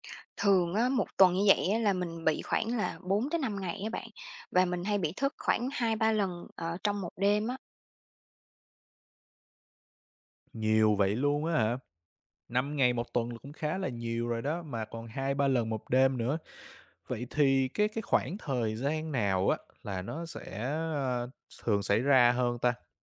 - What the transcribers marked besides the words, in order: tapping
- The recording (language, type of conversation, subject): Vietnamese, advice, Tôi thường thức dậy nhiều lần giữa đêm và cảm thấy không ngủ đủ, tôi nên làm gì?